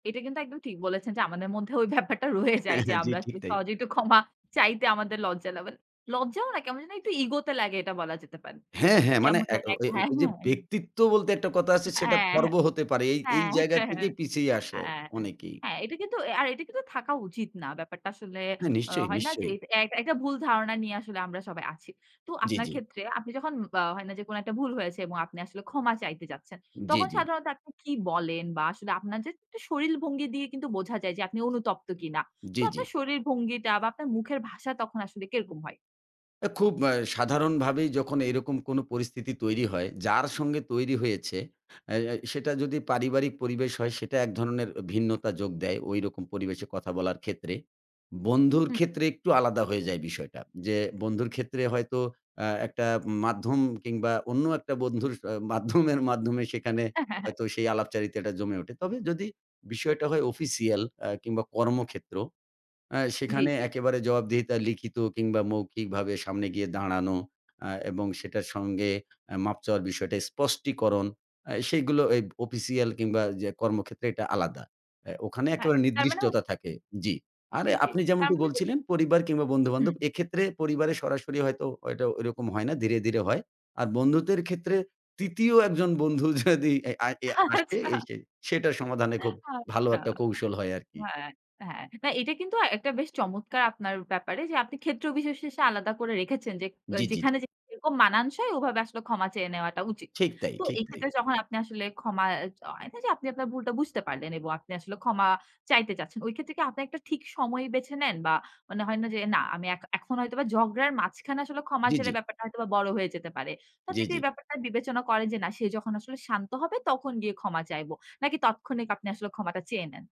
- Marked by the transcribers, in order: laughing while speaking: "ওই ব্যাপারটা রয়ে যায়"; laughing while speaking: "হ্যাঁ, হ্যাঁ"; laughing while speaking: "ক্ষমা চাইতে আমাদের লজ্জা লাগে"; laughing while speaking: "হ্যাঁ"; chuckle; "শরীর" said as "শরীল"; "কিরকম" said as "কেরকম"; tapping; laughing while speaking: "মাধ্যমের মাধ্যমে"; chuckle; laughing while speaking: "যদি"; laughing while speaking: "আচ্ছা"; laughing while speaking: "আচ্ছা"; "বিশেষে" said as "বিশেষ শেষে"; "তাৎক্ষণিক" said as "তৎক্ষণিক"
- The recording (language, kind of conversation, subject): Bengali, podcast, মাফ চাইতে বা কাউকে ক্ষমা করতে সহজ ও কার্যকর কৌশলগুলো কী?